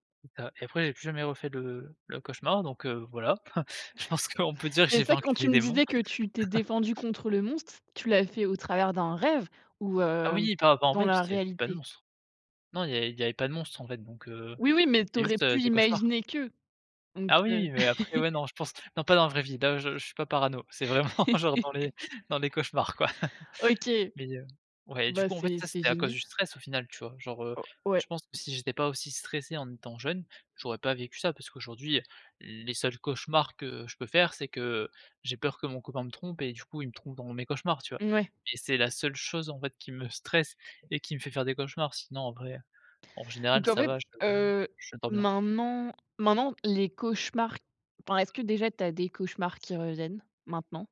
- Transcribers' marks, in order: tapping; laughing while speaking: "je pense qu'on peut dire que j'ai vaincu mes démons"; chuckle; laugh; laugh; laughing while speaking: "vraiment genre dans les dans les cauchemars quoi"
- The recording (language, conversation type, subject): French, podcast, Quelles astuces utilises-tu pour mieux dormir quand tu es stressé·e ?